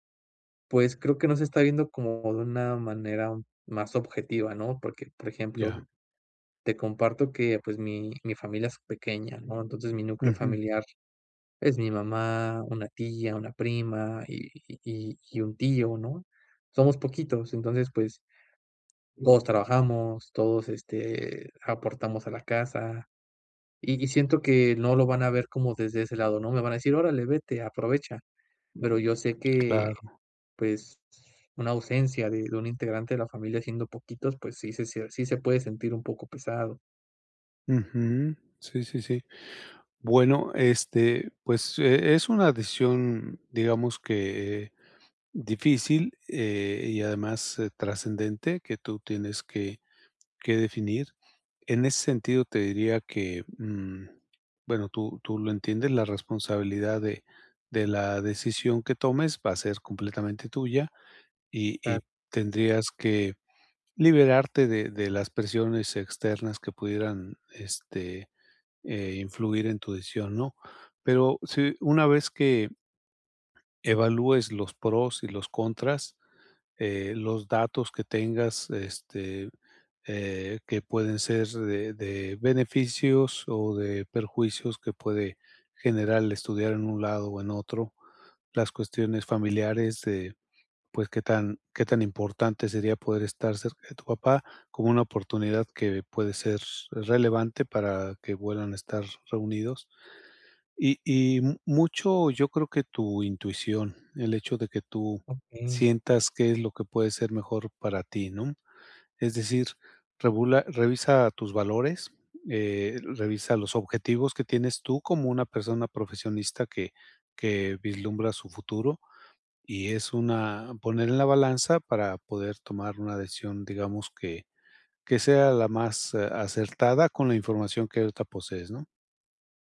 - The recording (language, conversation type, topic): Spanish, advice, ¿Cómo decido si pedir consejo o confiar en mí para tomar una decisión importante?
- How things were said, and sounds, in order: other background noise; tapping